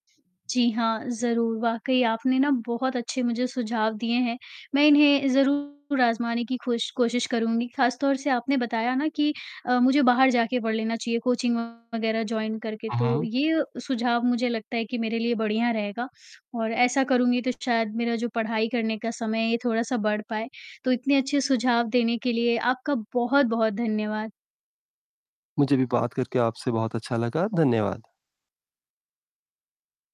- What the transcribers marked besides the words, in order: static; distorted speech; in English: "कोचिंग"; in English: "जॉइन"
- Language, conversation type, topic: Hindi, advice, गहरी पढ़ाई या लेखन के लिए उपयुक्त समय-सारिणी बनाना आपको क्यों मुश्किल लगता है?